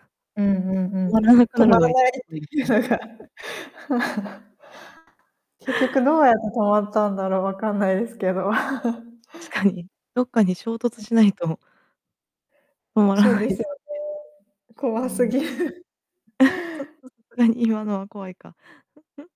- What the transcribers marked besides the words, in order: distorted speech; laughing while speaking: "止まらないっていうのが"; other background noise; laugh; laugh; laughing while speaking: "止まらない ですもんね"; laughing while speaking: "怖すぎる"; chuckle; unintelligible speech; chuckle
- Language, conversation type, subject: Japanese, unstructured, 未来の車にどんな期待をしていますか？